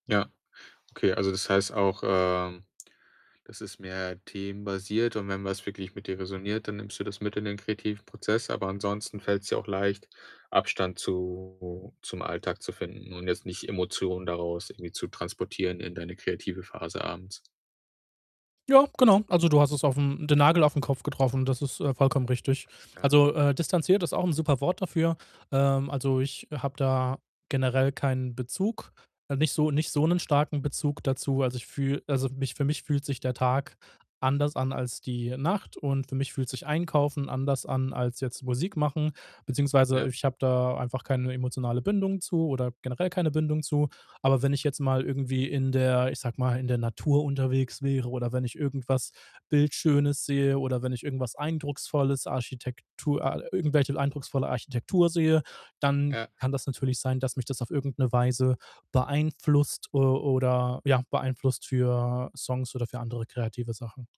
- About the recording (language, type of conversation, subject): German, podcast, Wie findest du neue Ideen für Songs oder Geschichten?
- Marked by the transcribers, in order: other background noise; distorted speech; tapping